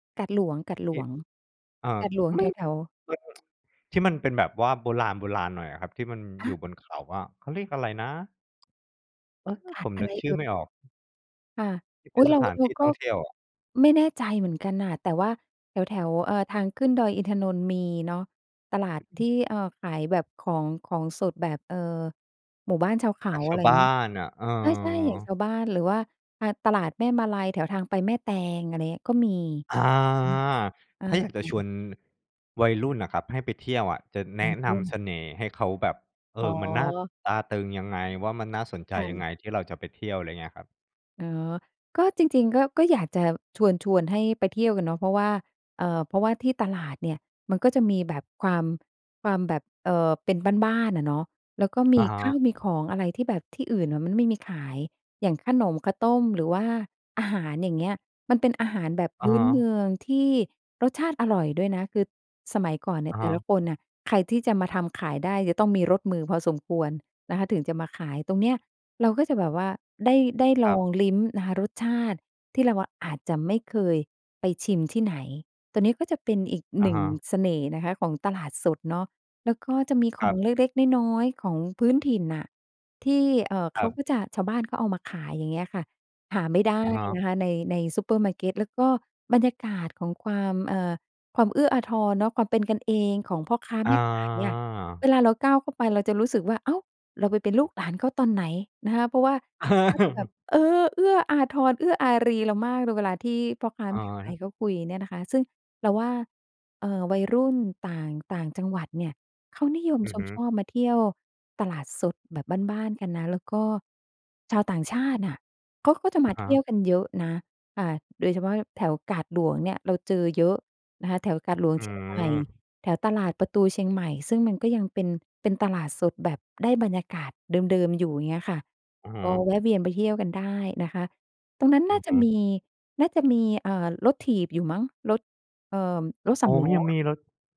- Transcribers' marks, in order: tsk; tapping; other background noise; drawn out: "อา"; chuckle
- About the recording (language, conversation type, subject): Thai, podcast, ตลาดสดใกล้บ้านของคุณมีเสน่ห์อย่างไร?